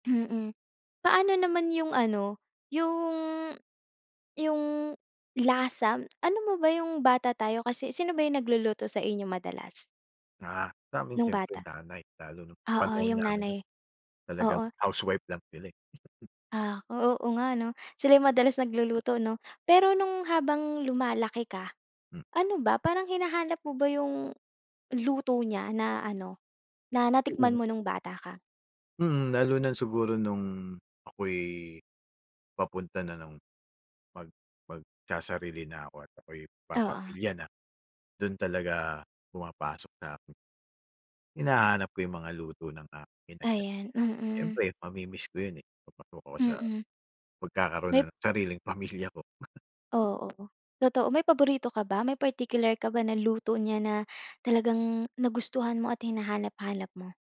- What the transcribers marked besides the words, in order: chuckle; laughing while speaking: "pamilya"; chuckle
- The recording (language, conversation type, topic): Filipino, podcast, Kapag naaalala mo ang pagkabata mo, anong alaala ang unang sumasagi sa isip mo?